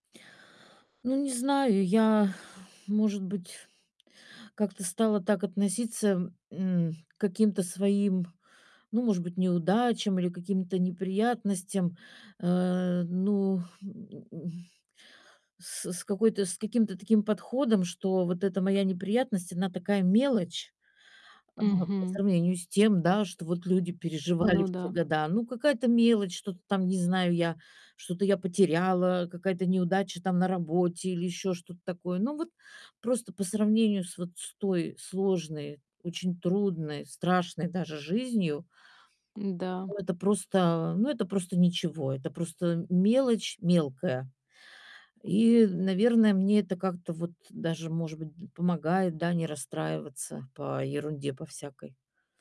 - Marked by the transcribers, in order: tapping; exhale
- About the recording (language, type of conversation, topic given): Russian, podcast, Есть ли в вашей семье особые истории о предках?